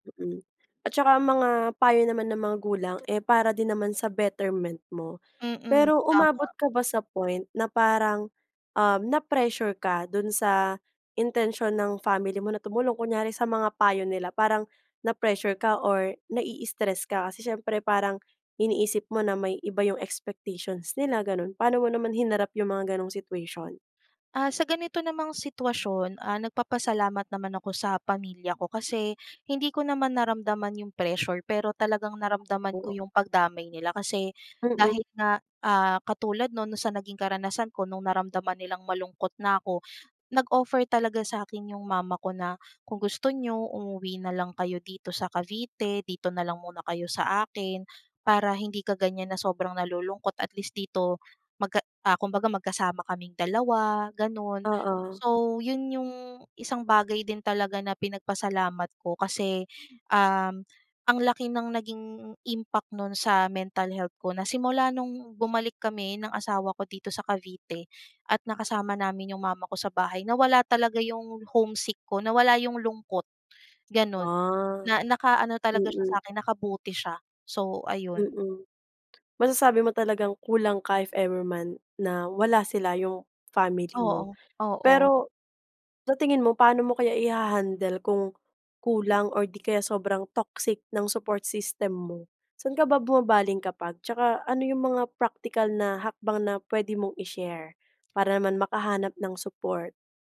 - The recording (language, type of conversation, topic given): Filipino, podcast, Ano ang papel ng pamilya o mga kaibigan sa iyong kalusugan at kabutihang-pangkalahatan?
- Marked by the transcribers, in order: tapping; in English: "betterment"; unintelligible speech; other background noise